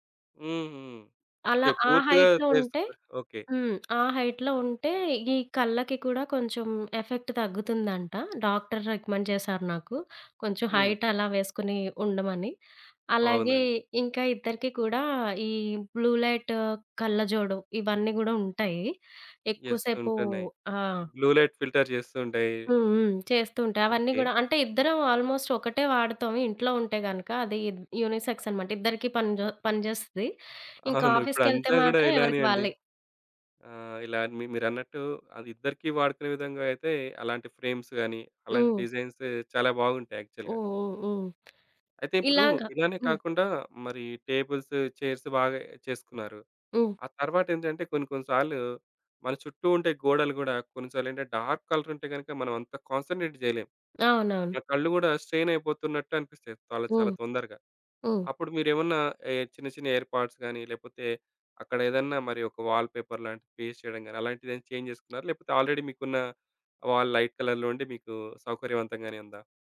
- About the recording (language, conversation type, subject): Telugu, podcast, హోమ్ ఆఫీస్‌ను సౌకర్యవంతంగా ఎలా ఏర్పాటు చేయాలి?
- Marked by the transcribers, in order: tapping; in English: "హైట్‌లో"; in English: "హైట్‌లో"; in English: "ఎఫెక్ట్"; in English: "రికమెండ్"; in English: "బ్లూ లైట్"; in English: "యెస్"; in English: "బ్లూ లైట్ ఫిల్టర్"; in English: "ఆల్మోస్ట్"; in English: "యూనిసెక్స్"; in English: "ఆఫీస్‌కెళ్తే"; laughing while speaking: "అవును"; other background noise; in English: "ఫ్రేమ్స్"; in English: "డిజైన్స్"; in English: "యాక్చువల్‌గా"; in English: "డార్క్ కలర్"; in English: "కాన్సంట్రేట్"; "ఏర్పాట్స్" said as "ఎర్పాట్లు"; in English: "వాల్ పేపర్"; in English: "పేస్ట్"; in English: "చేంజ్"; in English: "ఆల్రెడీ"; in English: "వాల్ లైట్ కలర్‌లో"